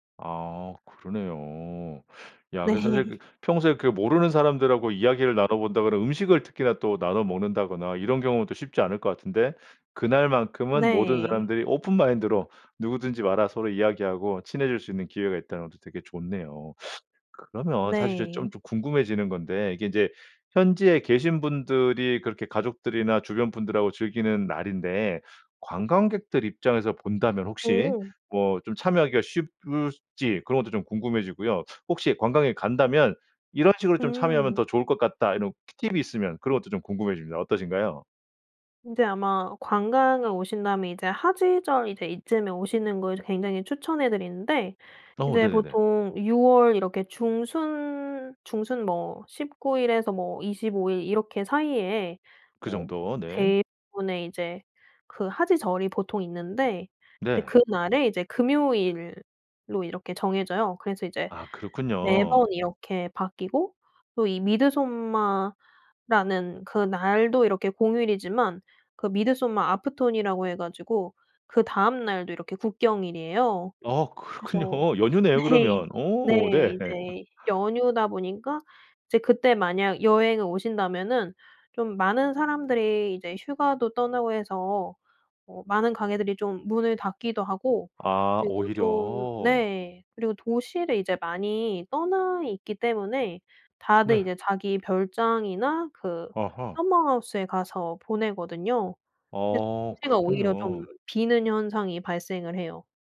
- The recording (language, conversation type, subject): Korean, podcast, 고향에서 열리는 축제나 행사를 소개해 주실 수 있나요?
- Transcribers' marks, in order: laughing while speaking: "네"; unintelligible speech; in Swedish: "midsommar afton이라고"; laughing while speaking: "네"; laugh; other background noise